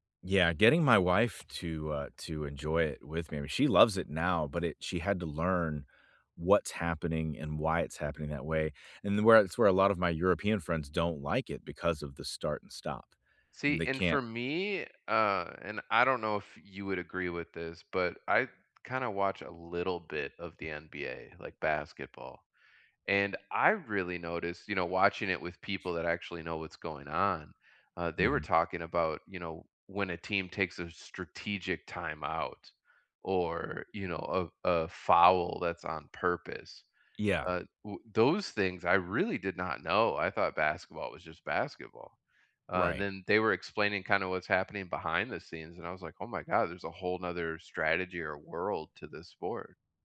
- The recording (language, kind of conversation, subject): English, unstructured, What is your favorite sport to watch or play?
- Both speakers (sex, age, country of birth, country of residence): male, 35-39, United States, United States; male, 50-54, United States, United States
- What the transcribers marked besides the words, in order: other background noise